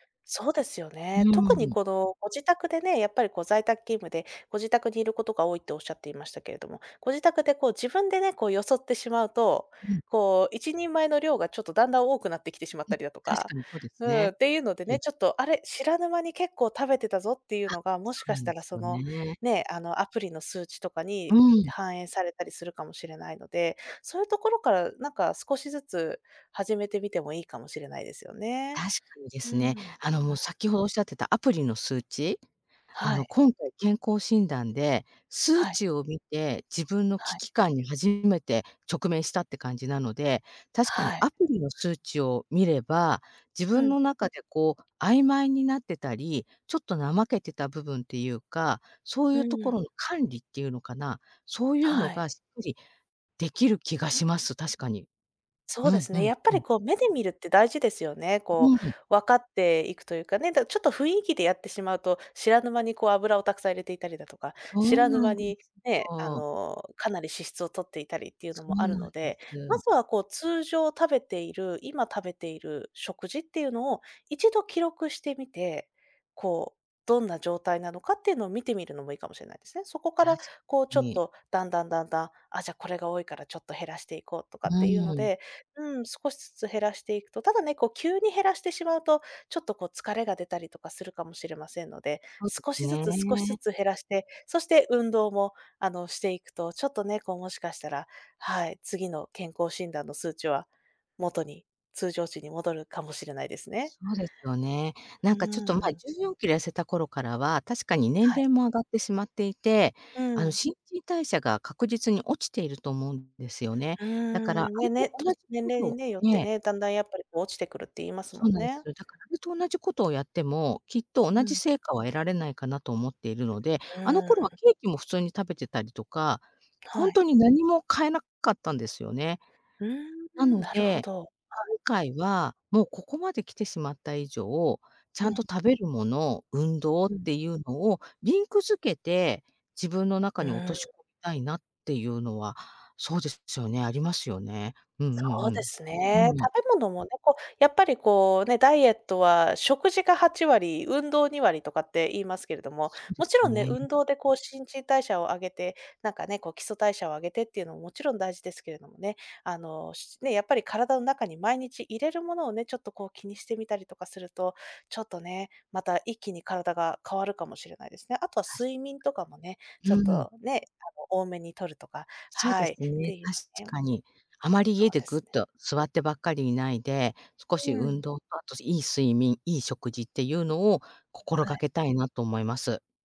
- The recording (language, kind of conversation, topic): Japanese, advice, 健康上の問題や診断を受けた後、生活習慣を見直す必要がある状況を説明していただけますか？
- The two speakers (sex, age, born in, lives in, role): female, 30-34, Japan, Poland, advisor; female, 50-54, Japan, Japan, user
- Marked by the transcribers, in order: other background noise; other noise